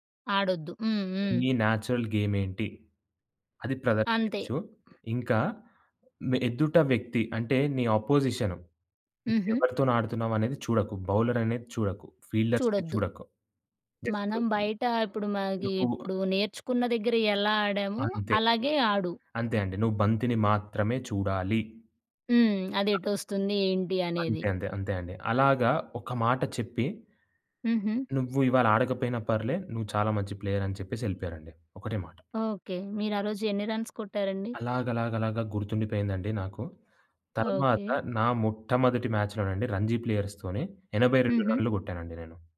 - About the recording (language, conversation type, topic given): Telugu, podcast, కష్ట సమయంలో మీ గురువు ఇచ్చిన సలహాల్లో మీకు ప్రత్యేకంగా గుర్తుండిపోయింది ఏది?
- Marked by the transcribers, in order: in English: "నేచురల్ గేమ్"; in English: "బౌలర్"; in English: "ఫీల్డర్స్‌ని"; unintelligible speech; other background noise; in English: "రన్స్"; in English: "రంజీ ప్లేయర్స్‌తోని"